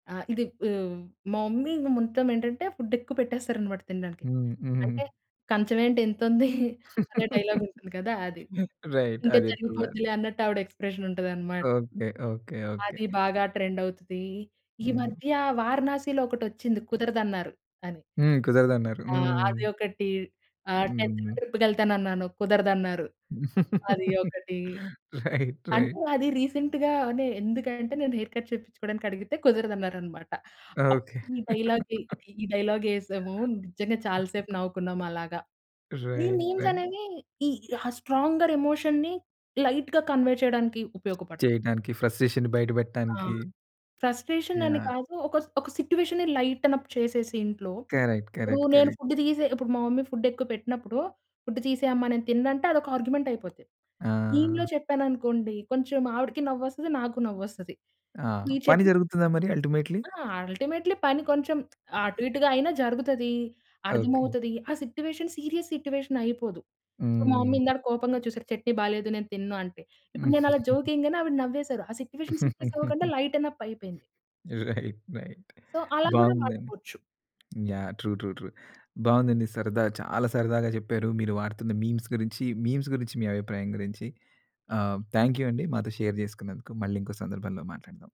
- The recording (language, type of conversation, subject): Telugu, podcast, ఇంటర్నెట్ మెమ్స్ మన సంస్కృతిని ఎలా మార్చుతాయనుకుంటావా?
- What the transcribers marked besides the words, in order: in English: "మమ్మీ"; in English: "ఫుడ్"; laugh; in English: "రైట్"; in English: "ఎక్స్ప్రెషన్"; in English: "ట్రెండ్"; in English: "టెన్త్‌న ట్రిప్‌కెళ్తానన్నాను"; laugh; in English: "రైట్. రైట్"; in English: "రీసెంట్‌గానే"; tapping; in English: "హెయిర్ కట్"; in English: "డైలాగ్‌ది"; in English: "డైలాగ్"; laugh; in English: "రైట్"; in English: "మీమ్స్"; in English: "స్ట్రాంగర్ ఎమోషన్‌ని లైట్‌గా కన్వే"; other background noise; in English: "ఫ్రస్ట్రేషన్‌ని"; in English: "ఫ్రస్ట్రేషన్"; in English: "సిట్యుయేషన్‌ని లైటెనప్"; in English: "కరెక్ట్. కరెక్ట్. కరెక్ట్"; in English: "ఫుడ్"; in English: "మమ్మీ ఫుడ్"; in English: "ఫుడ్"; in English: "ఆర్గ్యుమెంట్"; in English: "మీమ్‌లో"; in English: "అల్టిమేట్లి?"; in English: "అల్టిమేట్లి"; in English: "సిట్యుయేషన్ సీరియస్ సిట్యుయేషన్"; in English: "సో"; in English: "మమ్మీ"; in English: "జోక్"; laugh; in English: "సిట్యుయేషన్ సీరియస్"; laugh; in English: "రైట్. రైట్"; in English: "లైటెన్అప్"; in English: "ట్రూ, ట్రూ, ట్రూ"; in English: "సో"; in English: "మీమ్స్"; in English: "మీమ్స్"; in English: "థాంక్ యూ అండి"; in English: "షేర్"